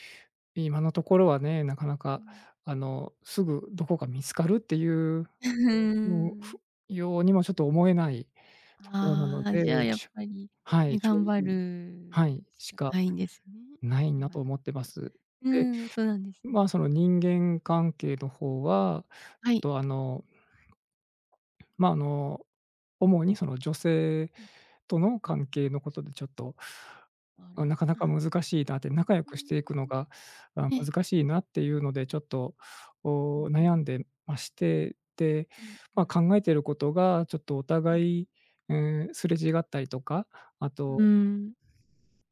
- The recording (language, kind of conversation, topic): Japanese, advice, 夜中に不安で眠れなくなる習慣について教えていただけますか？
- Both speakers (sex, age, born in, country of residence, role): female, 25-29, Japan, Japan, advisor; male, 45-49, Japan, Japan, user
- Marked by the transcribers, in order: chuckle